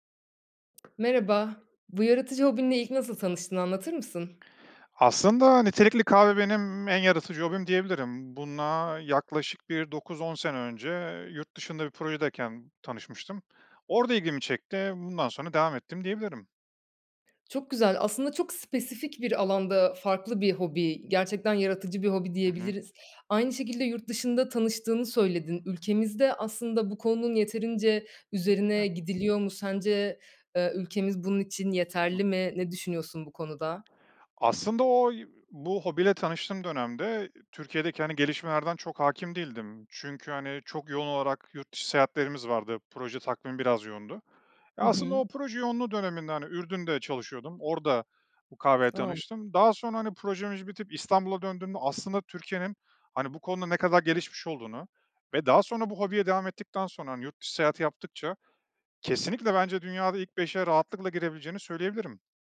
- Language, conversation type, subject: Turkish, podcast, Bu yaratıcı hobinle ilk ne zaman ve nasıl tanıştın?
- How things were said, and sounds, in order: tapping; other background noise